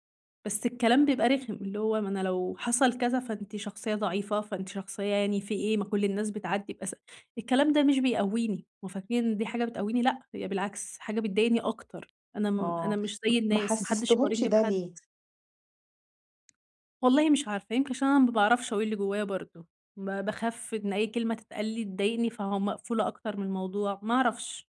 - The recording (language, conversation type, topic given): Arabic, advice, إزاي أتكلم عن مخاوفي من غير ما أحس بخجل أو أخاف من حكم الناس؟
- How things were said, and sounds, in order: tapping